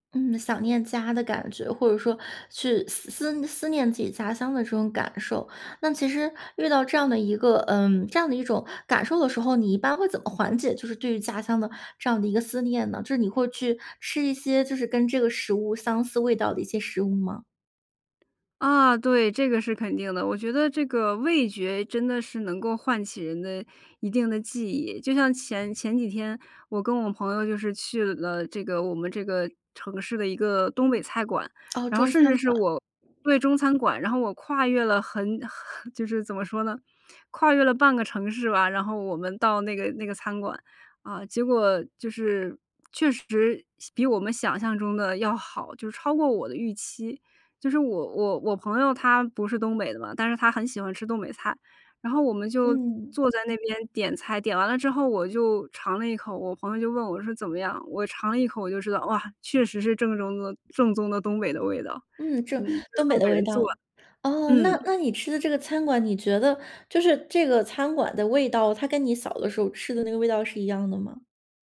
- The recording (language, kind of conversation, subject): Chinese, podcast, 哪道菜最能代表你家乡的味道？
- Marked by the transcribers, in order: lip smack; laugh; laughing while speaking: "就是怎么说呢"; joyful: "哇"; tapping